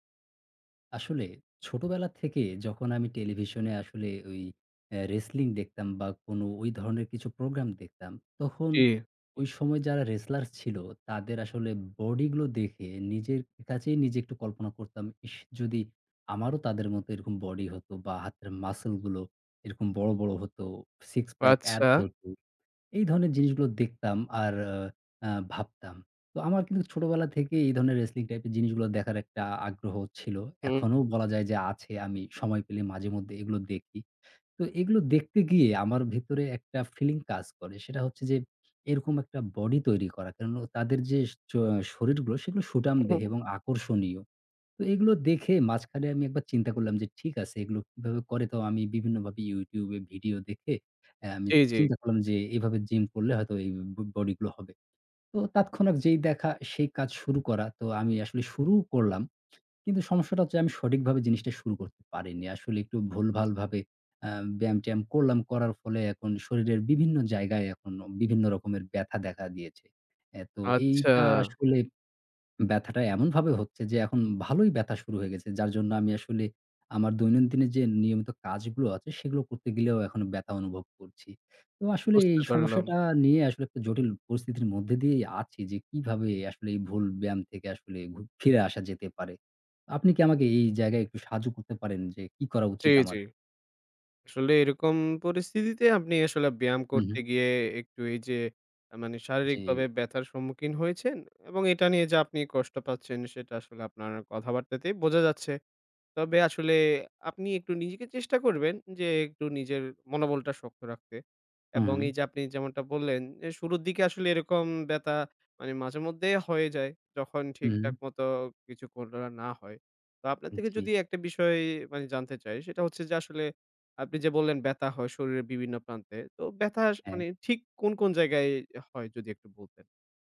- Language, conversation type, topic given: Bengali, advice, ভুল ভঙ্গিতে ব্যায়াম করার ফলে পিঠ বা জয়েন্টে ব্যথা হলে কী করবেন?
- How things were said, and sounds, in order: other background noise; "তাৎক্ষণিক" said as "তাৎক্ষণাক"; tapping; "ব্যথা" said as "ব্যতা"